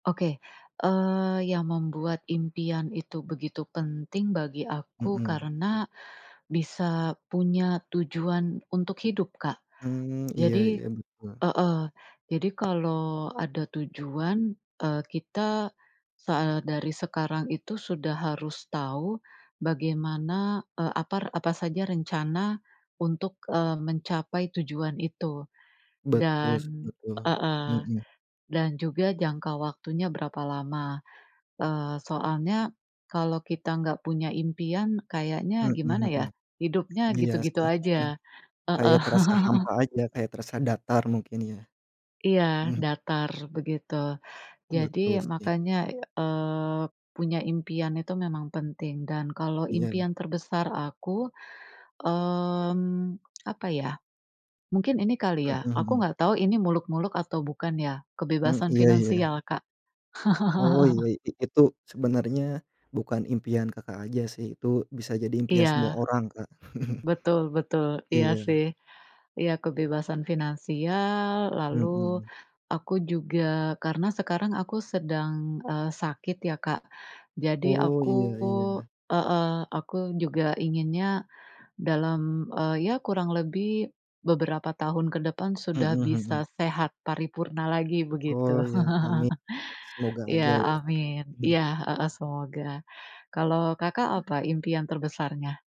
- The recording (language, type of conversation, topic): Indonesian, unstructured, Apa impian terbesar yang ingin kamu capai dalam lima tahun ke depan?
- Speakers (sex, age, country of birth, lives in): female, 40-44, Indonesia, Indonesia; male, 30-34, Indonesia, Indonesia
- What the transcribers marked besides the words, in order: tapping; "apa-" said as "apar"; "Betul-" said as "betus"; other background noise; chuckle; laugh; laugh; chuckle; laugh; chuckle